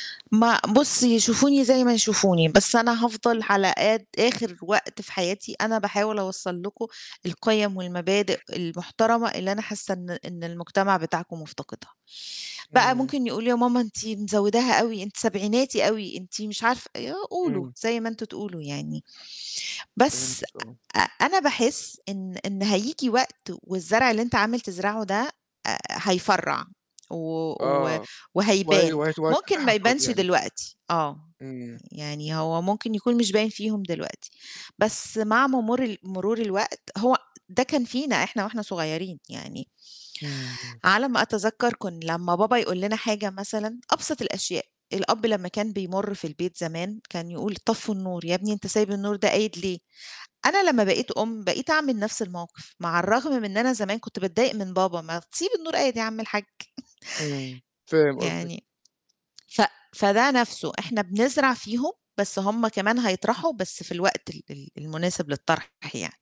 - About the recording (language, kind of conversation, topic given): Arabic, podcast, إيه أكتر قيمة تحب تسيبها للأجيال الجاية؟
- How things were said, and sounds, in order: distorted speech; "مرور" said as "ممور"; chuckle; tapping